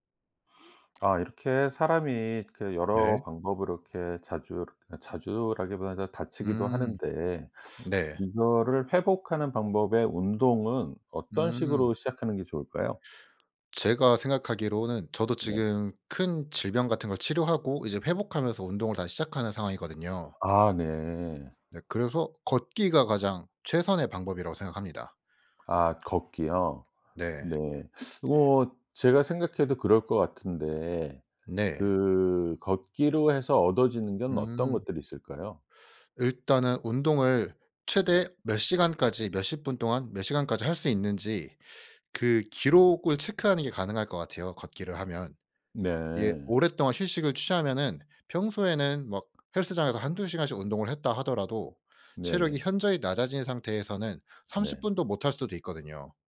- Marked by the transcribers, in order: teeth sucking; teeth sucking; other background noise
- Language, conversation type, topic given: Korean, podcast, 회복 중 운동은 어떤 식으로 시작하는 게 좋을까요?